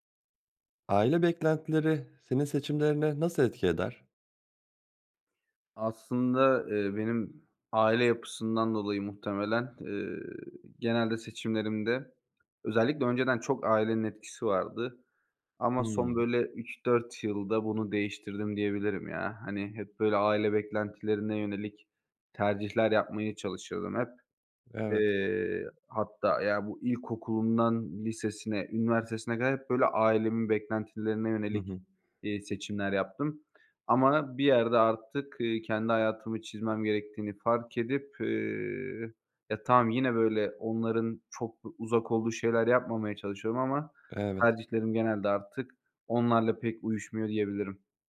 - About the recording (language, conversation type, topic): Turkish, podcast, Aile beklentileri seçimlerini sence nasıl etkiler?
- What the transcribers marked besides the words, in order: none